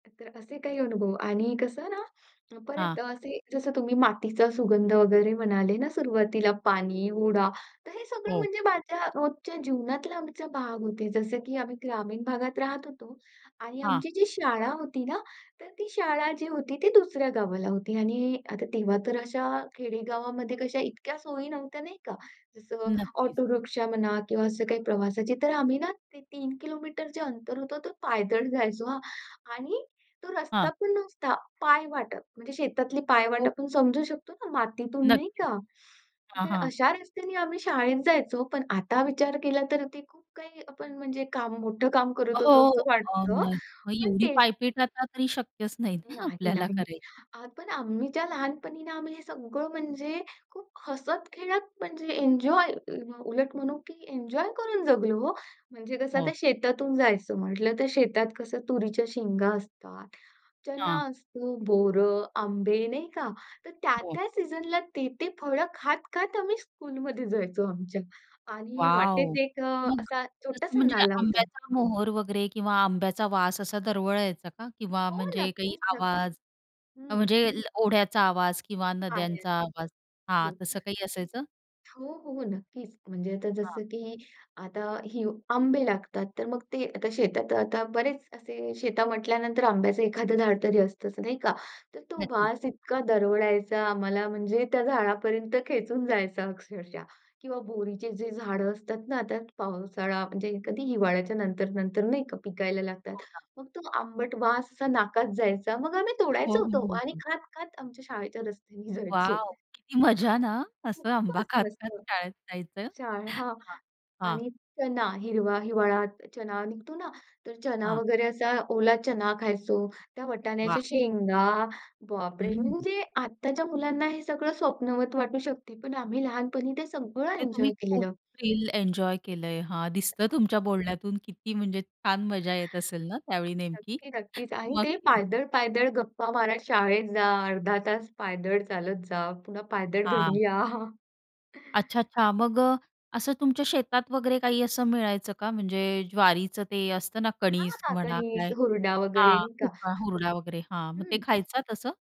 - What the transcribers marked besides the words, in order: tapping; other background noise; other noise; chuckle
- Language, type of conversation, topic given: Marathi, podcast, तुमच्या लहानपणातील निसर्गाशी जोडलेल्या कोणत्या आठवणी तुम्हाला आजही आठवतात?